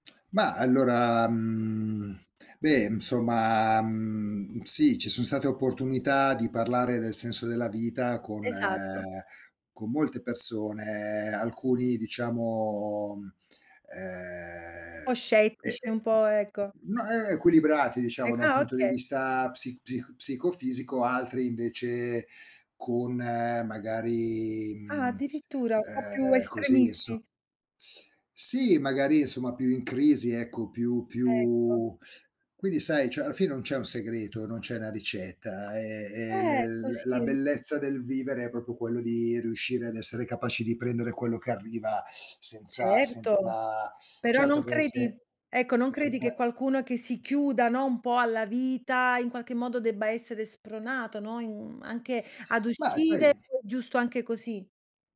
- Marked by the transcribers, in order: drawn out: "diciamo, ehm"; other background noise; "cioè" said as "ceh"; "proprio" said as "propo"
- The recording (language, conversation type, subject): Italian, podcast, Che cosa ti fa sentire che la tua vita conta?